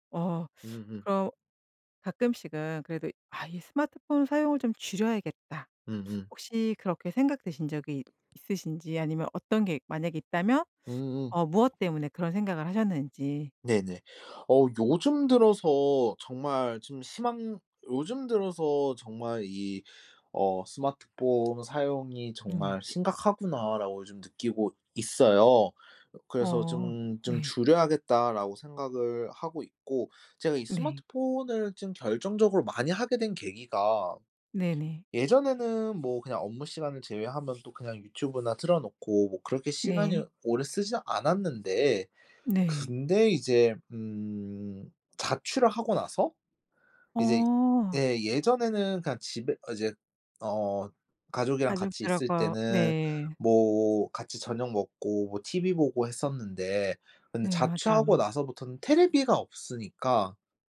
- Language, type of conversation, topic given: Korean, podcast, 요즘 스마트폰 사용 습관에 대해 이야기해 주실 수 있나요?
- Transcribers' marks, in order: teeth sucking